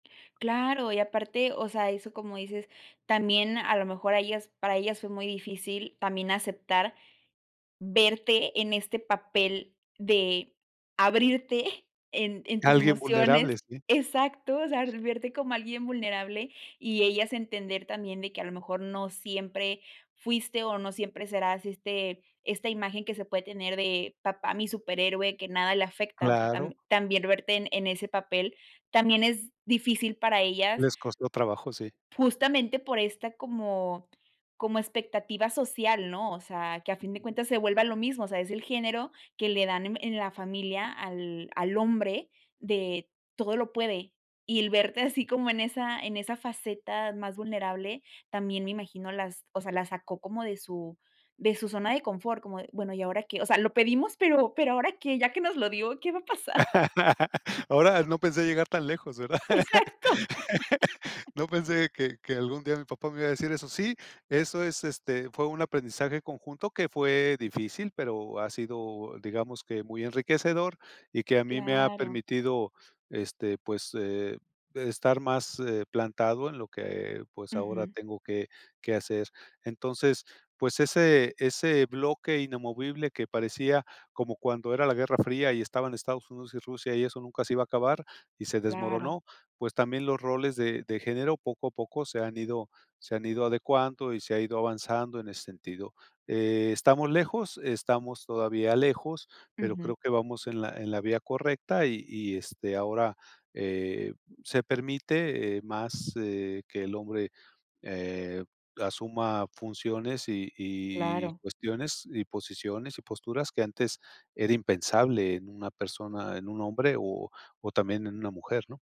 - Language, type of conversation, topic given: Spanish, podcast, ¿Qué se espera de los roles de género en casa?
- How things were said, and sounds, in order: chuckle; other background noise; tapping; laugh; unintelligible speech; laugh; laughing while speaking: "Exacto"